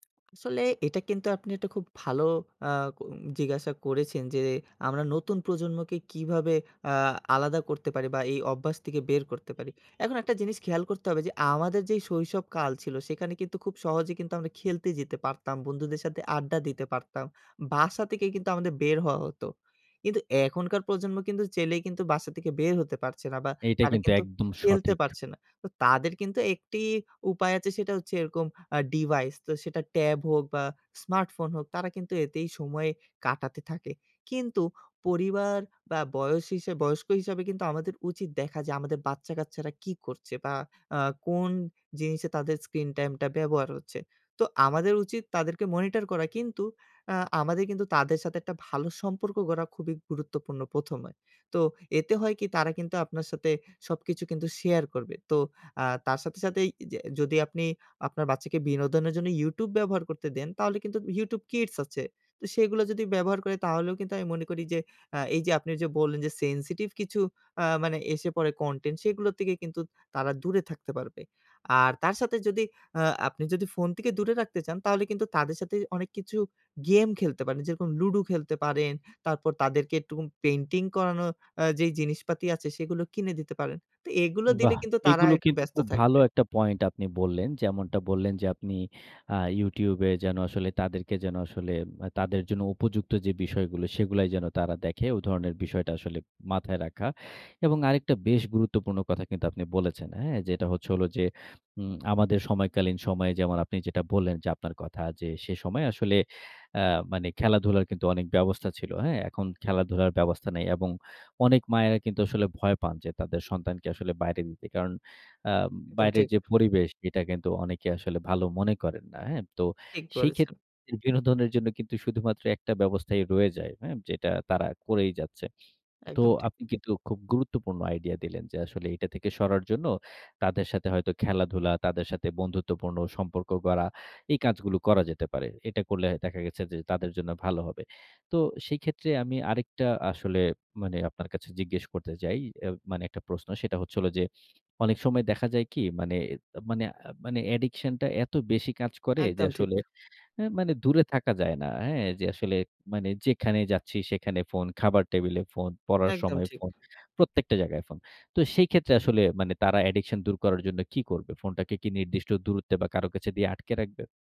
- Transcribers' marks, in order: "চাইলেই" said as "চেইলেই"; in English: "screen time"
- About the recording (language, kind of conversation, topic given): Bengali, podcast, স্ক্রিন টাইম কমাতে আপনি কী করেন?